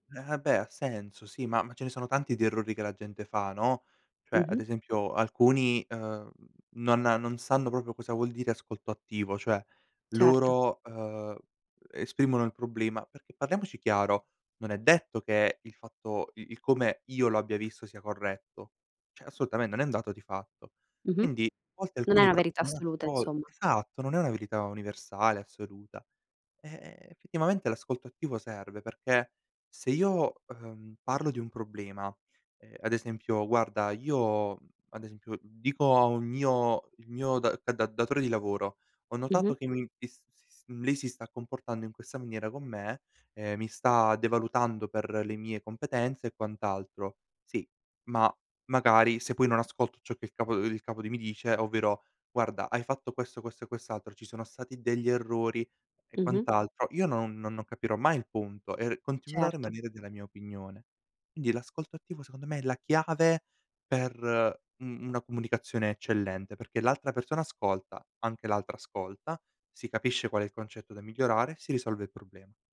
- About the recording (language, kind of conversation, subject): Italian, podcast, Come bilanci onestà e tatto nelle parole?
- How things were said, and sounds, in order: "cioè" said as "ceh"; "assolutamente" said as "assotamende"